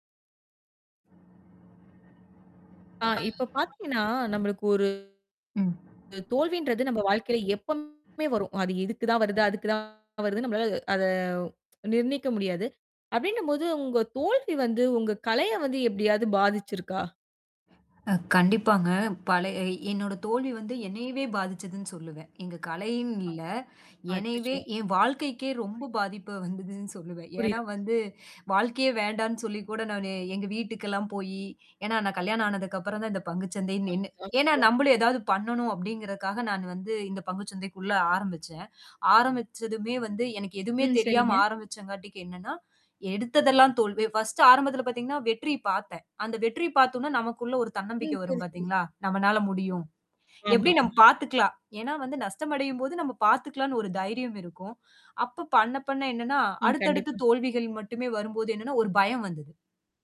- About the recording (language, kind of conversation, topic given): Tamil, podcast, அந்த நாளின் தோல்வி இப்போது உங்கள் கலைப் படைப்புகளை எந்த வகையில் பாதித்திருக்கிறது?
- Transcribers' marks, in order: static; mechanical hum; unintelligible speech; distorted speech; tsk; tapping; other background noise